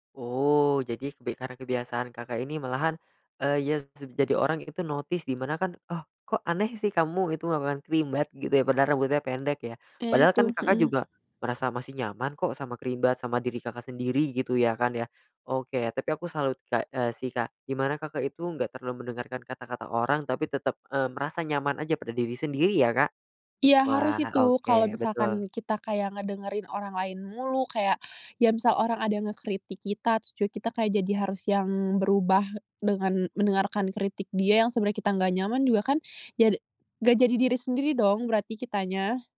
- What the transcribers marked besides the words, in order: in English: "notice"; in English: "creambath"; in English: "creambath"; tapping
- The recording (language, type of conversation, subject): Indonesian, podcast, Apa tantangan terberat saat mencoba berubah?